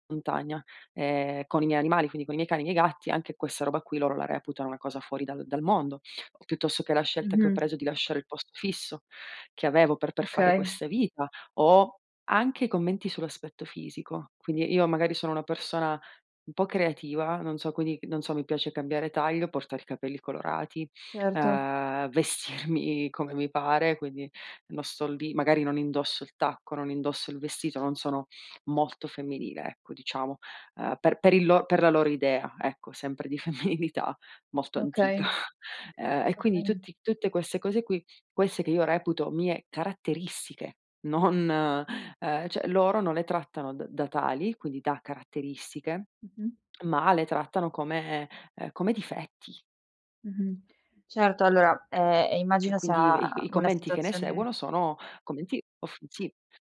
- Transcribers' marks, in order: tapping; laughing while speaking: "vestirmi"; laughing while speaking: "femminilità"; chuckle; other background noise; laughing while speaking: "non"
- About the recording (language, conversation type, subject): Italian, advice, In quali situazioni ti senti escluso o non sostenuto dai membri della tua famiglia?